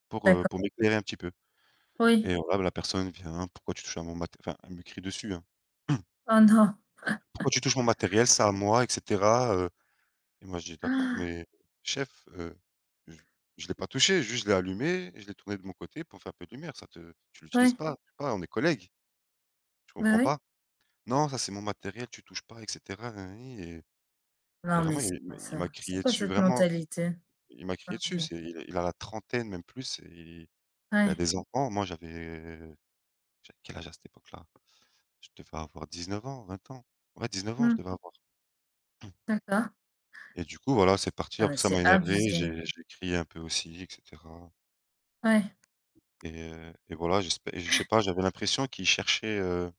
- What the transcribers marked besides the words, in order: throat clearing; tapping; chuckle; unintelligible speech; throat clearing; other background noise
- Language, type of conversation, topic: French, unstructured, Comment réagissez-vous face à un conflit au travail ?